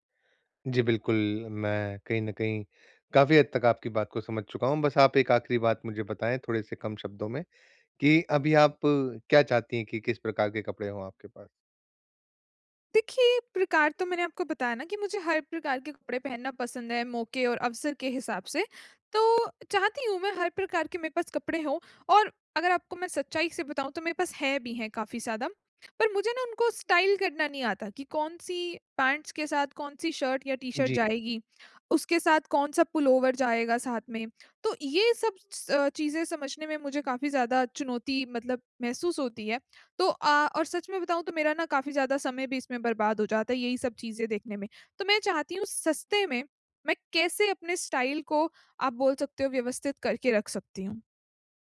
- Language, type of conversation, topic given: Hindi, advice, कम बजट में स्टाइलिश दिखने के आसान तरीके
- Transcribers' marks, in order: tapping; in English: "स्टाइल"; in English: "पैंट्स"; in English: "पुल ओवर"; in English: "स्टाइल"